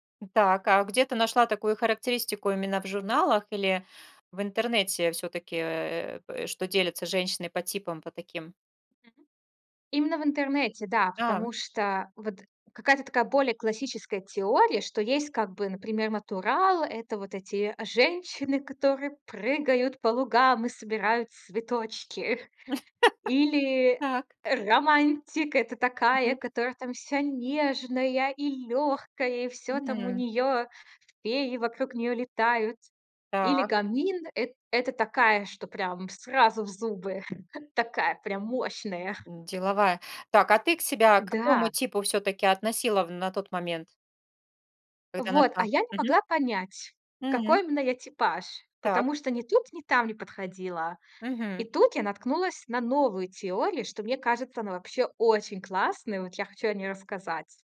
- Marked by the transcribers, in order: laugh
- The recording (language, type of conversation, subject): Russian, podcast, Как меняется самооценка при смене имиджа?